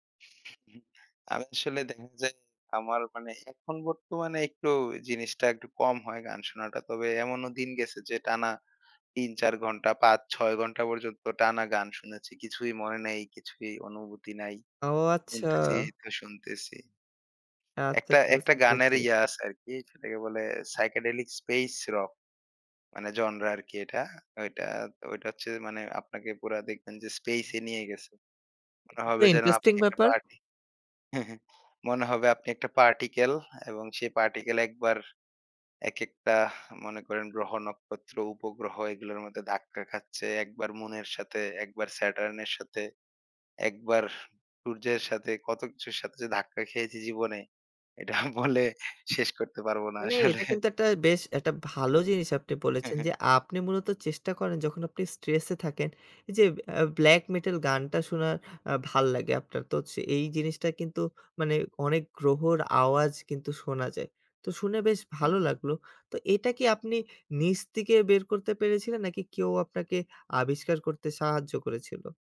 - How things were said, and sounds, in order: other noise; in English: "psychedelic space rock"; chuckle; other background noise; laughing while speaking: "এটা বলে শেষ"; laughing while speaking: "আসলে"
- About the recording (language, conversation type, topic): Bengali, podcast, কোন শখ তোমার মানসিক শান্তি দেয়?